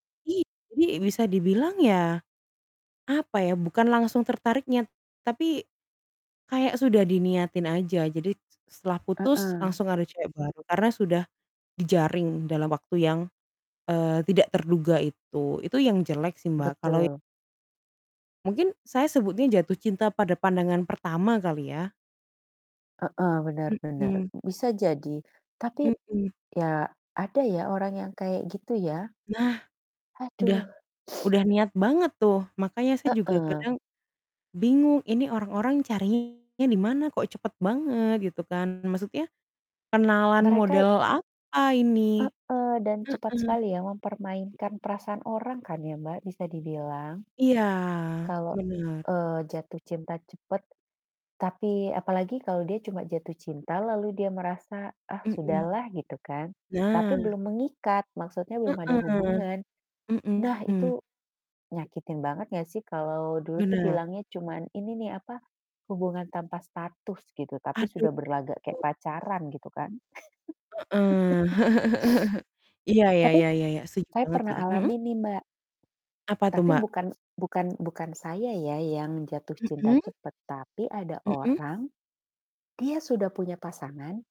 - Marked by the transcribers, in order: static; distorted speech; chuckle; laugh; other background noise
- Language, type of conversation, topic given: Indonesian, unstructured, Apa yang membuat seseorang jatuh cinta dalam waktu singkat?